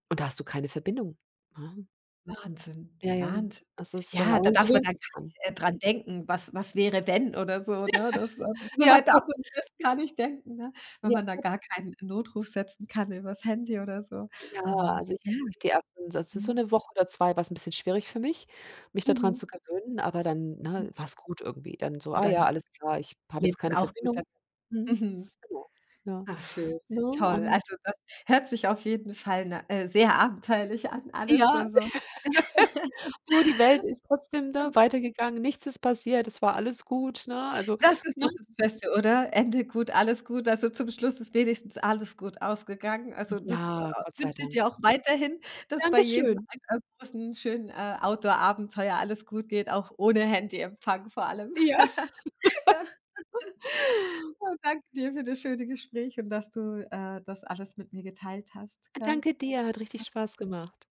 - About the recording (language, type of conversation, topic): German, podcast, Was war dein größtes Abenteuer ohne Handyempfang?
- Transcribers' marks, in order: laughing while speaking: "Ja, ja, gut"; laughing while speaking: "soweit darf man das gar nicht denken"; laughing while speaking: "Ja"; laugh; laughing while speaking: "Ja"; laugh; laughing while speaking: "ja. Oh"; laugh